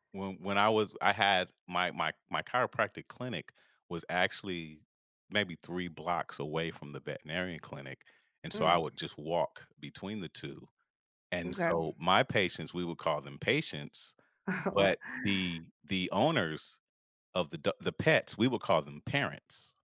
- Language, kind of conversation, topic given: English, unstructured, What is your favorite activity to do with a pet?
- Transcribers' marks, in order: laughing while speaking: "Aw"